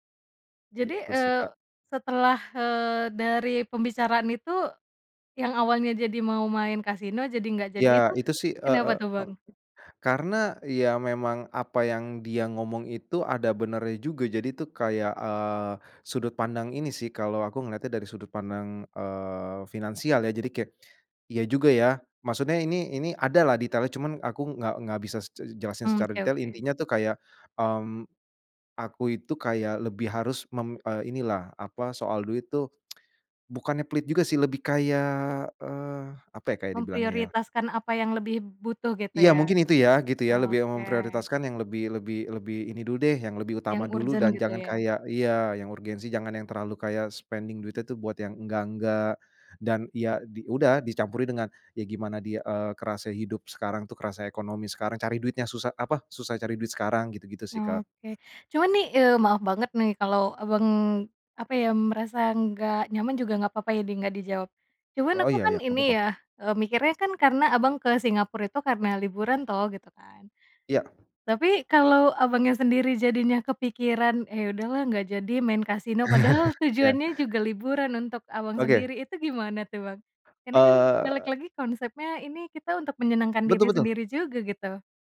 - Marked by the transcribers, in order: other background noise; tsk; in English: "spending"; "Singapura" said as "Singapur"; chuckle
- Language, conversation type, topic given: Indonesian, podcast, Pernahkah kamu mengalami pertemuan singkat yang mengubah cara pandangmu?